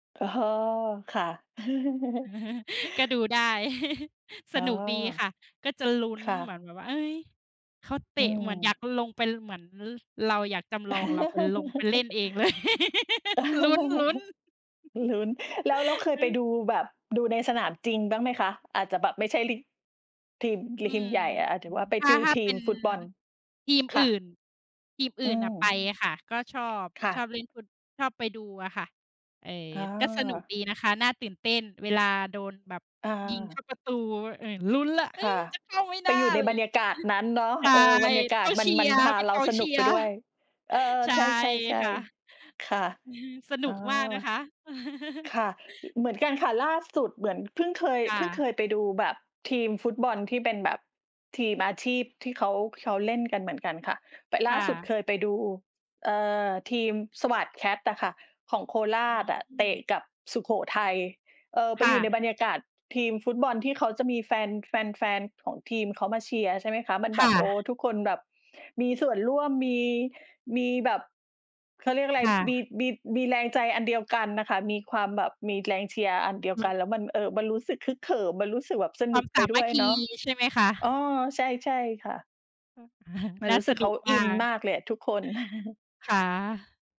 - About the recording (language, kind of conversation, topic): Thai, unstructured, กีฬาแบบไหนที่ทำให้คุณรู้สึกตื่นเต้นที่สุดเวลาชม?
- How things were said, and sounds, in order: laughing while speaking: "อ๋อ"; laugh; chuckle; laugh; laugh; tapping; chuckle; chuckle; chuckle; chuckle